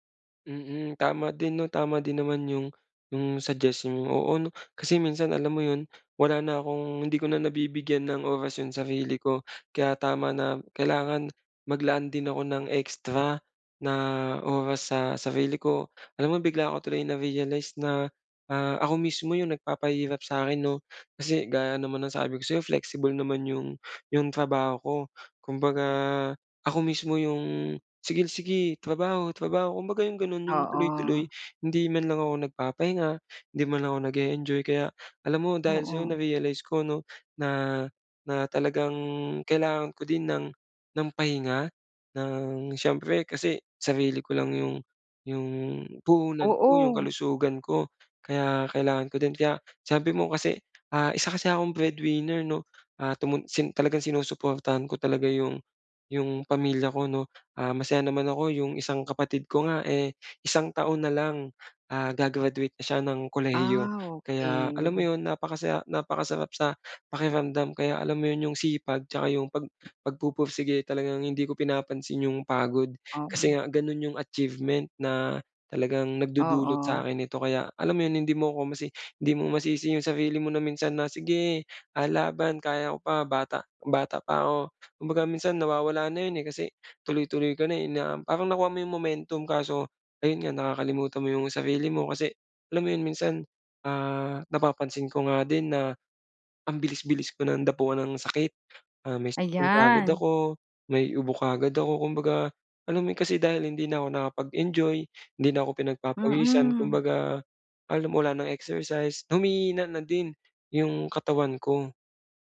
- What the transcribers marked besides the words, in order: other background noise; tapping; dog barking
- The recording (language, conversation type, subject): Filipino, advice, Paano ako magtatakda ng hangganan at maglalaan ng oras para sa sarili ko?